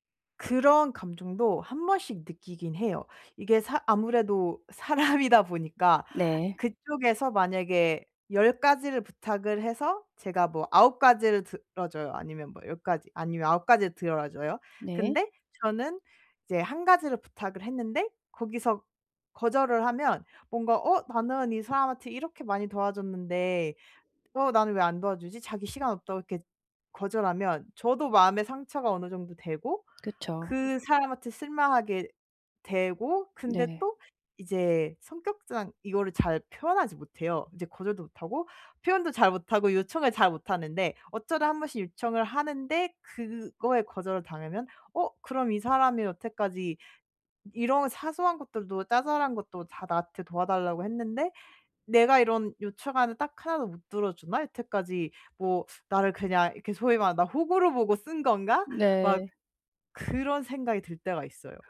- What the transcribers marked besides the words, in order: laughing while speaking: "사람이다"; other background noise; tapping
- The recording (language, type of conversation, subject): Korean, advice, 어떻게 하면 죄책감 없이 다른 사람의 요청을 자연스럽게 거절할 수 있을까요?